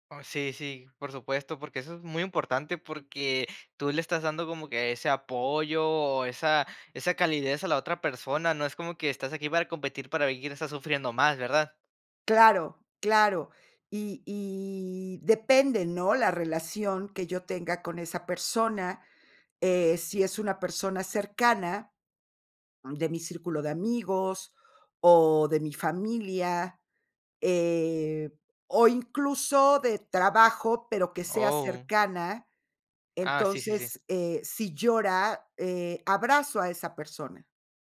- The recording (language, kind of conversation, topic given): Spanish, podcast, ¿Qué haces para que alguien se sienta entendido?
- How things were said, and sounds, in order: drawn out: "y"